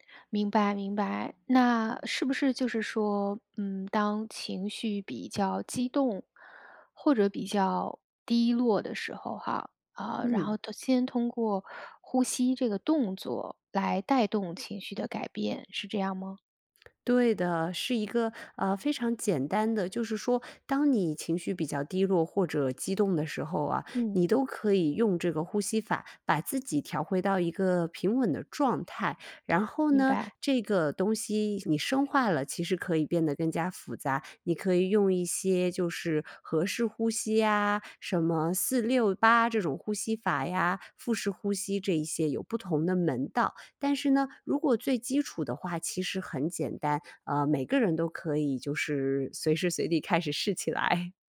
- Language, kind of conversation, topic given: Chinese, podcast, 简单说说正念呼吸练习怎么做？
- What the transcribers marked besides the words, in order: tapping; laughing while speaking: "随时随地开始试起来"